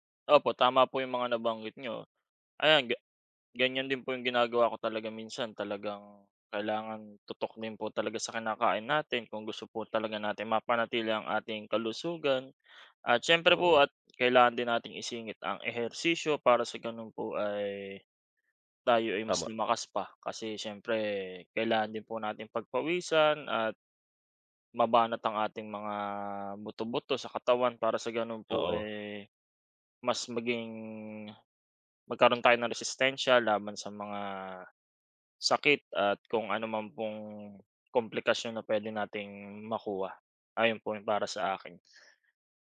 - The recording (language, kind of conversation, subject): Filipino, unstructured, Ano ang ginagawa mo araw-araw para mapanatili ang kalusugan mo?
- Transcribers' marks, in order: none